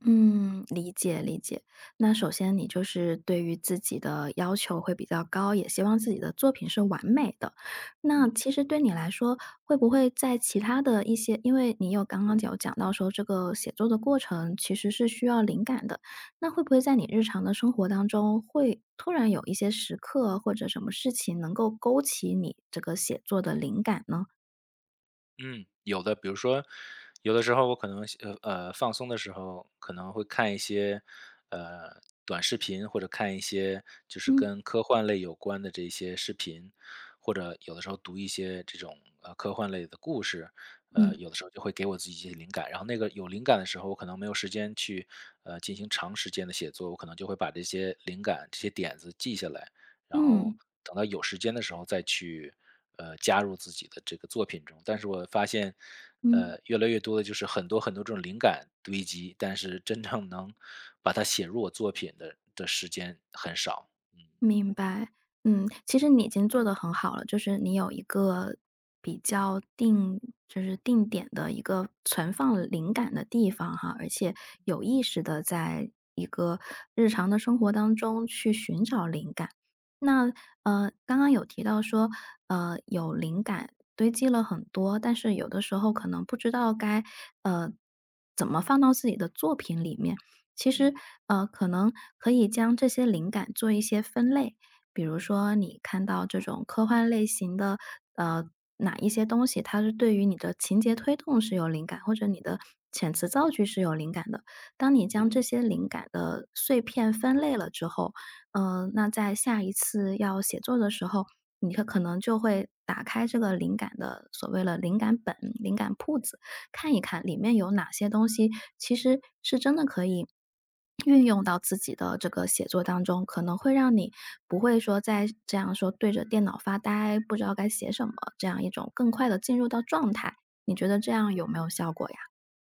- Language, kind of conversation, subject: Chinese, advice, 为什么我的创作计划总是被拖延和打断？
- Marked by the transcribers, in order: laughing while speaking: "正"; "的" said as "了"; swallow